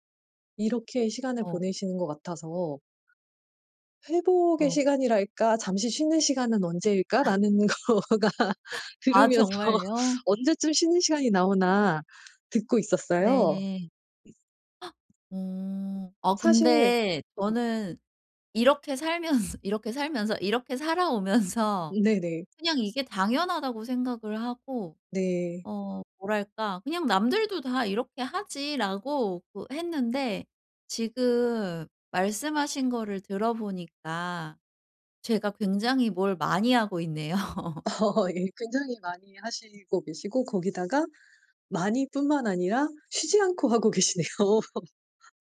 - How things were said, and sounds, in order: laughing while speaking: "아"; laughing while speaking: "거가 들으면서"; gasp; tapping; other background noise; laughing while speaking: "살면서"; other noise; laughing while speaking: "살아오면서"; laugh; laughing while speaking: "어 예"; laughing while speaking: "계시네요"; laugh
- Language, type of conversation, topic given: Korean, advice, 오후에 갑자기 에너지가 떨어질 때 낮잠이 도움이 될까요?